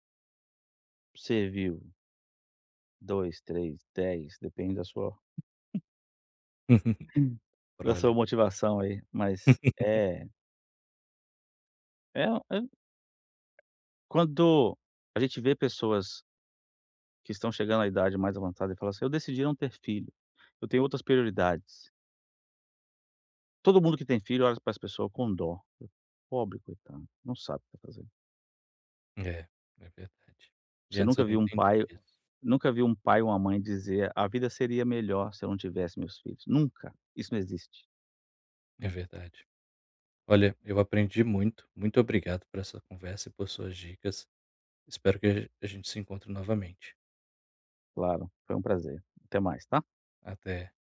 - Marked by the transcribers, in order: laugh; laugh; tapping
- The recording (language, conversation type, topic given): Portuguese, advice, Como posso evitar interrupções durante o trabalho?